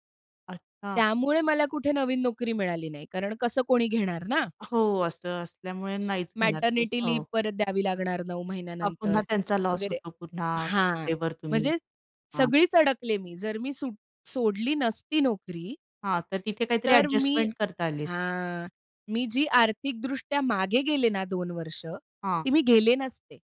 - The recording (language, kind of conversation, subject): Marathi, podcast, एखाद्या निर्णयाबद्दल पश्चात्ताप वाटत असेल, तर पुढे तुम्ही काय कराल?
- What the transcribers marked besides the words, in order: in English: "मॅटर्निटी लिव्ह"; other noise; other background noise